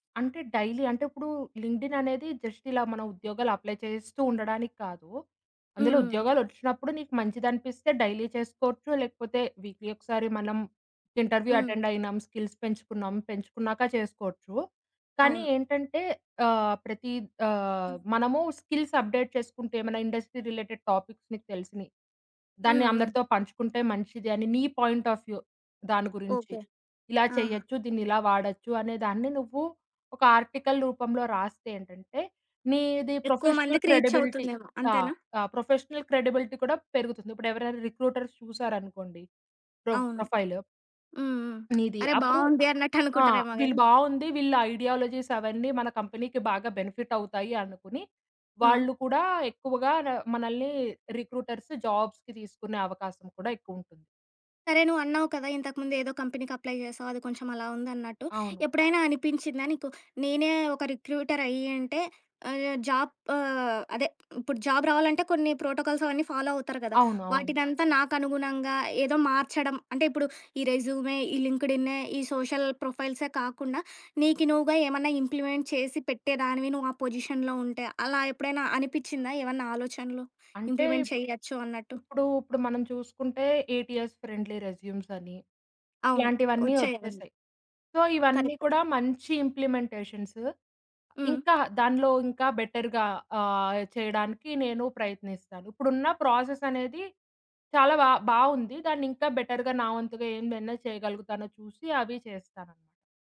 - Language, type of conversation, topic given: Telugu, podcast, రిక్రూటర్లు ఉద్యోగాల కోసం అభ్యర్థుల సామాజిక మాధ్యమ ప్రొఫైల్‌లను పరిశీలిస్తారనే భావనపై మీ అభిప్రాయం ఏమిటి?
- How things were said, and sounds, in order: in English: "డైలీ"; in English: "లింక్డ్‌ఇన్"; in English: "జస్ట్"; in English: "అప్లై"; in English: "డైలీ"; in English: "వీక్లీ"; in English: "ఇంటర్వ్యూ అటెండ్"; in English: "స్కిల్స్"; other background noise; in English: "స్కిల్స్ అప్డేట్"; in English: "ఇండస్ట్రీ రిలేటెడ్ టాపిక్స్"; in English: "పాయింట్ ఆఫ్ వ్యూ"; in English: "ఆర్టికల్"; in English: "ప్రొఫెషనల్ క్రెడిబిలిటీ"; in English: "ప్రొఫెషనల్ క్రెడిబిలిటీ"; in English: "రిక్రూటర్స్"; in English: "ప్రో ప్రొఫైల్"; tapping; in English: "ఐడియాలజీస్"; in English: "కంపెనీకి"; in English: "బెనిఫిట్"; in English: "రిక్రూటర్స్ జాబ్స్‌కి"; in English: "కంపెనీకి అప్లై"; in English: "జాబ్"; in English: "జాబ్"; in English: "ఫాలో"; in English: "రెజ్యూమే"; in English: "లింక్డ్‌ఇన్"; in English: "సోషల్"; in English: "ఇంప్లిమెంట్"; in English: "పొజిషన్‌లో"; in English: "ఇంప్లిమెంట్"; in English: "ఎయిట్ ఇయర్స్ ఫ్రెండ్లీ"; in English: "సో"; in English: "కరెక్ట్"; in English: "ఇంప్లిమెంటేషన్స్"; in English: "బెటర్‌గా"; in English: "బెటర్‌గా"